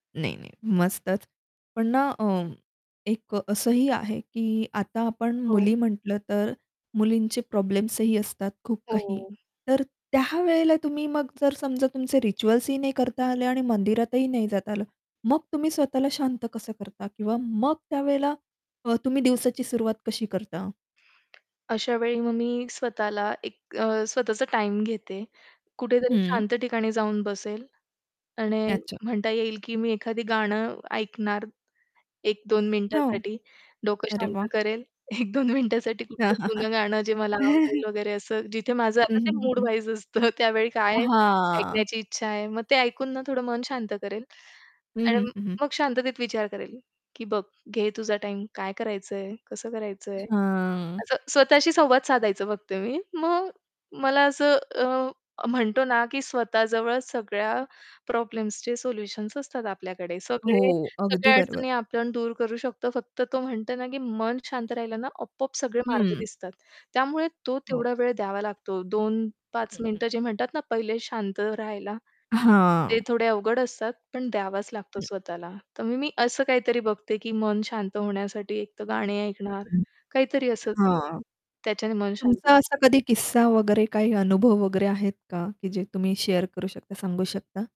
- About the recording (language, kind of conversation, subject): Marathi, podcast, काम सुरू करण्यापूर्वी तुमचं एखादं छोटं नियमित विधी आहे का?
- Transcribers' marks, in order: static; in English: "रिच्युअल्स"; tapping; distorted speech; laughing while speaking: "एक-दोन मिनिटासाठी कुठलं जुनं गाणं जे मला आवडेल वगैरे"; other background noise; chuckle; unintelligible speech; in English: "शेअर"